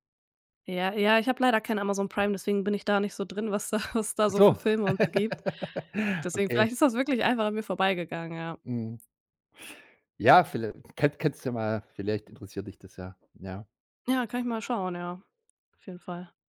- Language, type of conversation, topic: German, podcast, Welcher Song macht dich sofort glücklich?
- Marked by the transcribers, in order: chuckle; other background noise